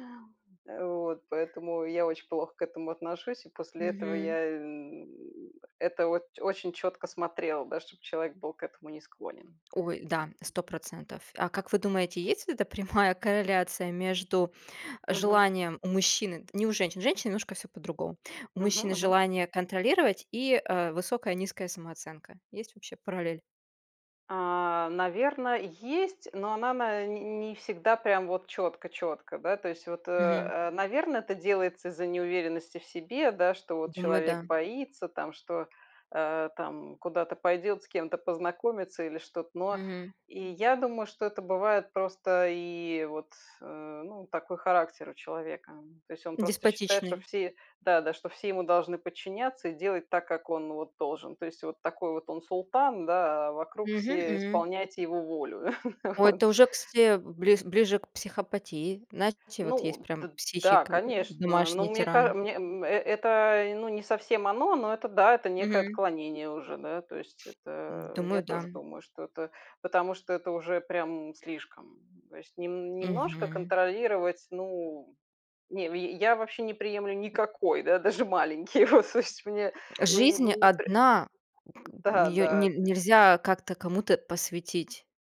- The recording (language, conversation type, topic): Russian, unstructured, Как ты относишься к контролю в отношениях?
- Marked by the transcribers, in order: grunt; tapping; grunt; chuckle; laughing while speaking: "даже маленький"; other background noise; laughing while speaking: "то есть"; other noise